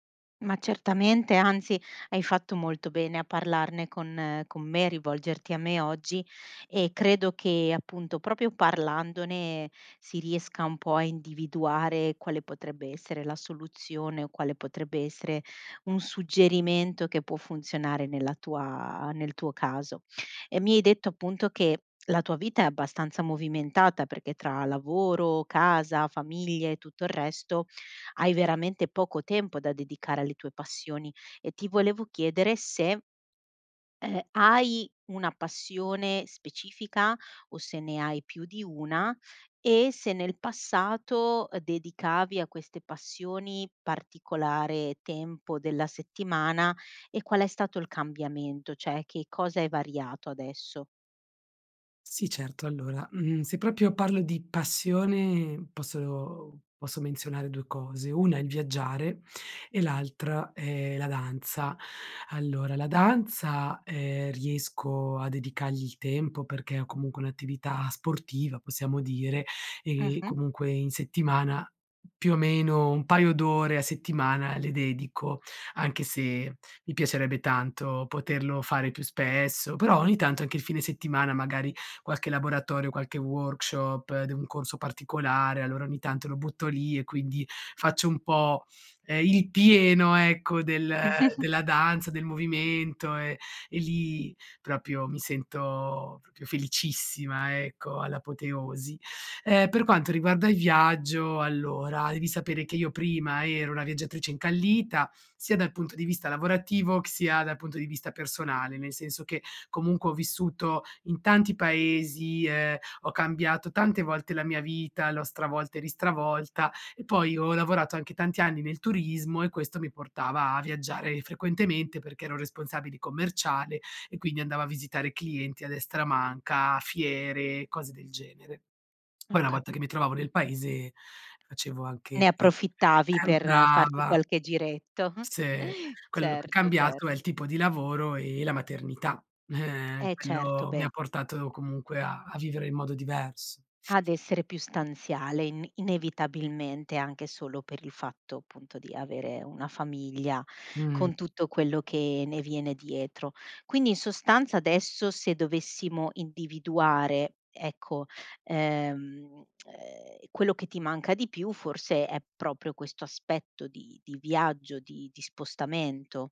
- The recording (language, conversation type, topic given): Italian, advice, Come posso bilanciare le mie passioni con la vita quotidiana?
- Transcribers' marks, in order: "proprio" said as "propio"; "cioè" said as "ceh"; "proprio" said as "propio"; in English: "workshop"; snort; "proprio" said as "propio"; "proprio" said as "propio"; tapping; chuckle; scoff; other background noise; tongue click